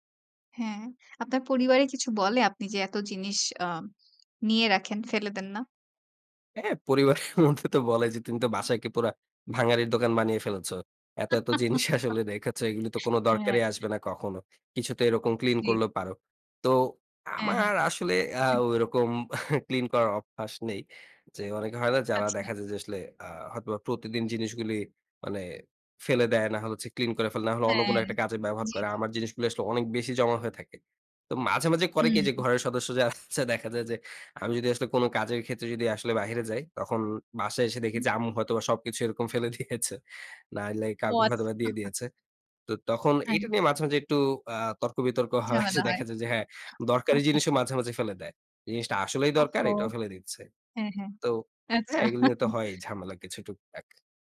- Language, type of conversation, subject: Bengali, podcast, ব্যবহৃত জিনিসপত্র আপনি কীভাবে আবার কাজে লাগান, আর আপনার কৌশলগুলো কী?
- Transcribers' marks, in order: laughing while speaking: "পরিবারের মধ্যে তো বলে"; other background noise; laugh; laughing while speaking: "হ্যাঁ"; laughing while speaking: "জিনিস"; chuckle; throat clearing; laughing while speaking: "আছে"; laughing while speaking: "ফেলে দিয়েছে"; laughing while speaking: "আচ্ছা"; laughing while speaking: "হয়, যে, দেখা যায় যে"; laughing while speaking: "আচ্ছা"; laughing while speaking: "আচ্ছা"; chuckle